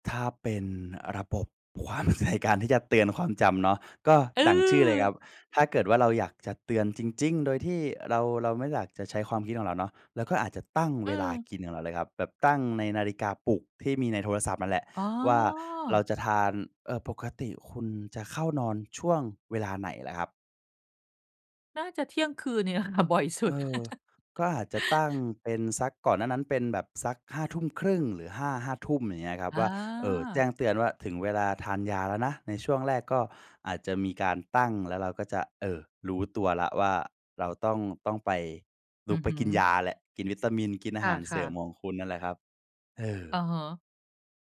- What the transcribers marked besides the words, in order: laughing while speaking: "ความ ใน"; laughing while speaking: "อะค่ะบ่อยสุด"; chuckle
- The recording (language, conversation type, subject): Thai, advice, ลืมกินยาและวิตามินบ่อย ควรทำอย่างไรให้จำกินได้สม่ำเสมอ?